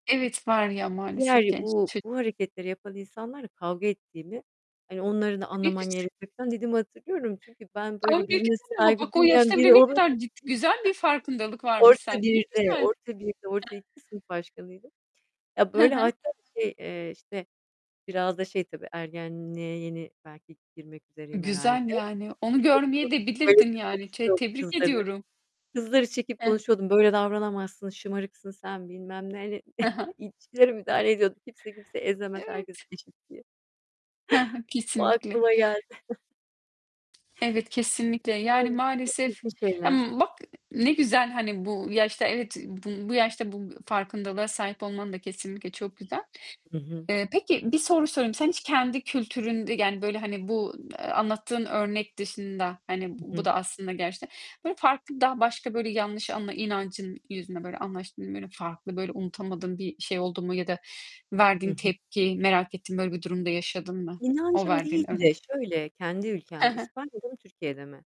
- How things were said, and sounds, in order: distorted speech; unintelligible speech; other background noise; unintelligible speech; chuckle
- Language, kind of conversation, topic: Turkish, unstructured, Birinin kültürünü ya da inancını eleştirmek neden tartışmaya yol açar?